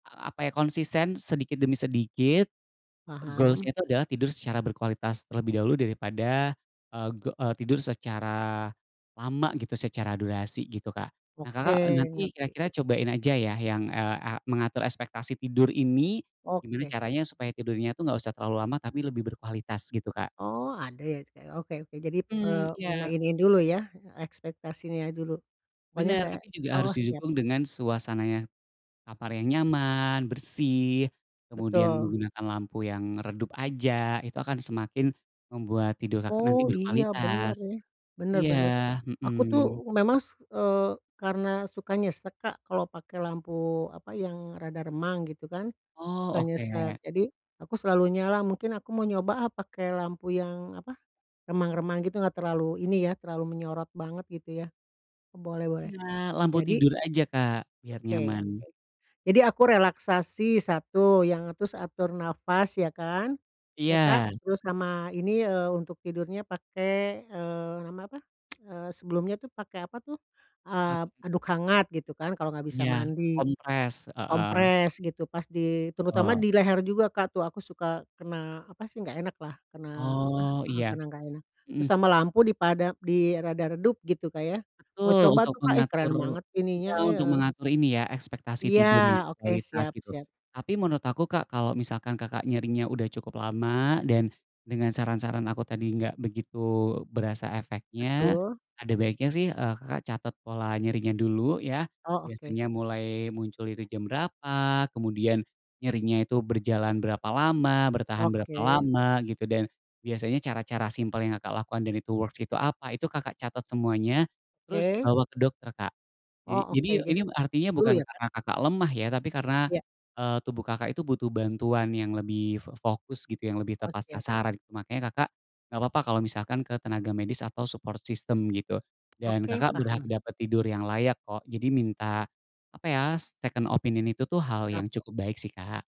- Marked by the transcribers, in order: in English: "goals-nya"; other background noise; unintelligible speech; tsk; unintelligible speech; tapping; in English: "works"; unintelligible speech; in English: "support system"; in English: "second opinion"
- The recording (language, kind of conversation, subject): Indonesian, advice, Bagaimana nyeri tubuh atau kondisi kronis Anda mengganggu tidur nyenyak Anda?